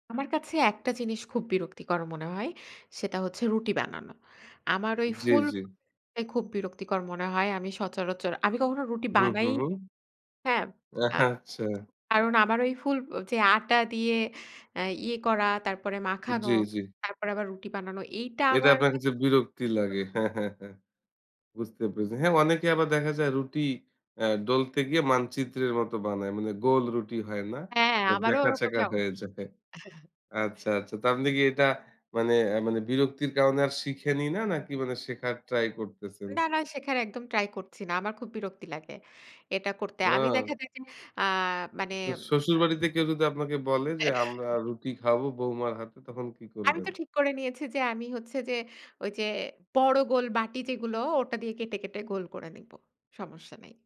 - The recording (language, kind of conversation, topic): Bengali, podcast, মন খারাপ থাকলে কোন খাবার আপনাকে সান্ত্বনা দেয়?
- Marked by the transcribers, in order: other background noise; laughing while speaking: "আচ্ছা"; unintelligible speech; laughing while speaking: "যায়"; chuckle; chuckle